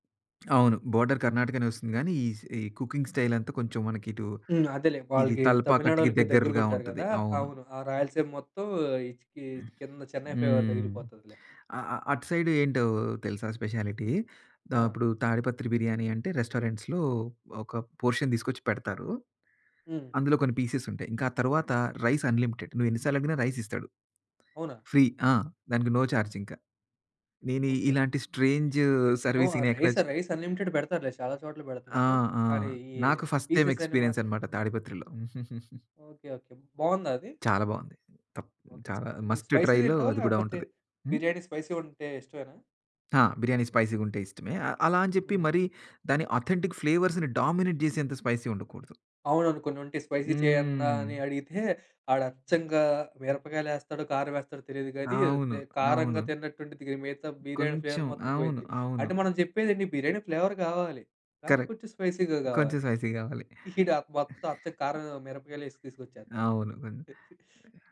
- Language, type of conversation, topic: Telugu, podcast, మీ పట్టణంలో మీకు చాలా ఇష్టమైన స్థానిక వంటకం గురించి చెప్పగలరా?
- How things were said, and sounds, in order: in English: "బోర్డర్"; in English: "ఈస్ ఏ కుకింగ్"; in English: "ఫీవర్"; in English: "స్పెషాలిటీ"; in English: "రెస్టారెంట్స్‌లో"; in English: "పోర్షన్"; in English: "పీసెస్"; in English: "రైస్ అన్‌లిమిటెడ్"; in English: "ఫ్రీ"; in English: "నో"; in English: "సర్విసింగ్‌నెక్కడ"; in English: "రైస్ అన్‌లిమిటెడ్"; in English: "ఫస్ట్ టైమ్ ఎక్స్పీరియన్స్"; in English: "పీసెస్"; giggle; in English: "మస్ట్ ట్రైలో"; in English: "స్పైసీ"; in English: "స్పైసీ"; in English: "స్పైసీగుంటే"; in English: "అథెంటిక్ ఫ్లేవర్స్‌ని డామినేట్"; in English: "స్పైసీ"; drawn out: "హ్మ్"; in English: "స్పైసీ"; other background noise; in English: "ఫ్లేవర్"; in English: "ఫ్లేవర్"; in English: "కరెక్ట్"; in English: "స్పైసీగా"; in English: "స్పైసీ"; laughing while speaking: "ఈడా"; giggle; other noise; giggle